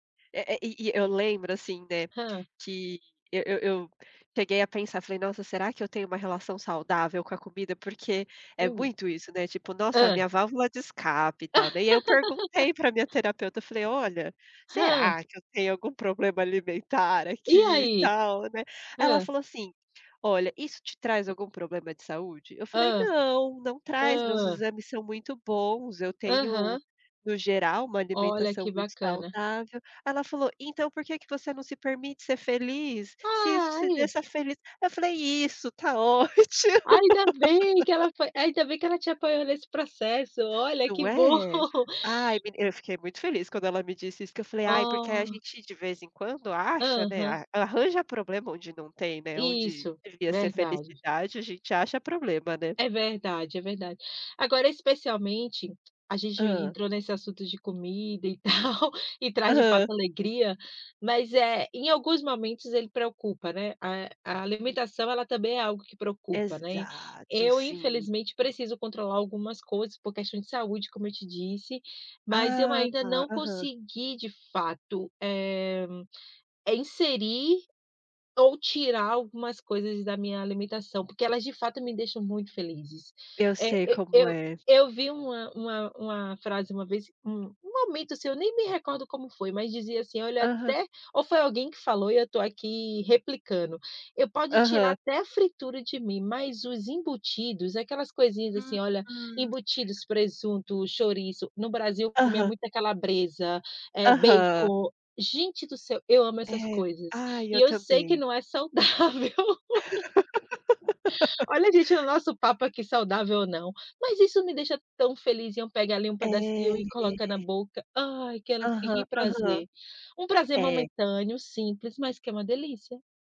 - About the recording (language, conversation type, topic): Portuguese, unstructured, O que te faz sentir verdadeiramente feliz no dia a dia?
- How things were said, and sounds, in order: laugh; other noise; laugh; laugh; laughing while speaking: "tal"; laughing while speaking: "saudável"; laugh